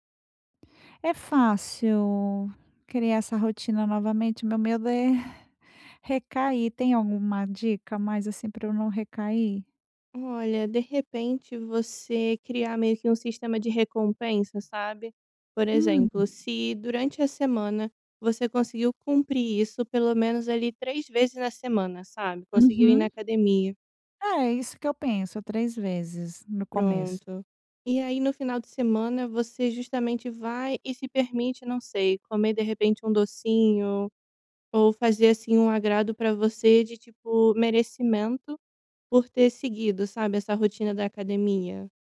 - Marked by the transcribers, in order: chuckle; tapping
- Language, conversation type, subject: Portuguese, advice, Como criar rotinas que reduzam recaídas?